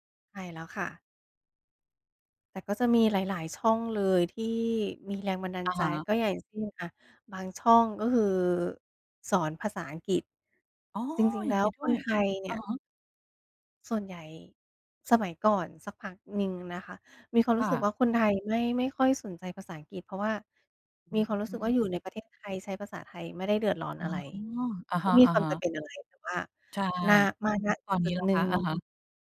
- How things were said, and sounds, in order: none
- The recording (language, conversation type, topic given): Thai, podcast, คุณมักหาแรงบันดาลใจมาจากที่ไหนบ้าง?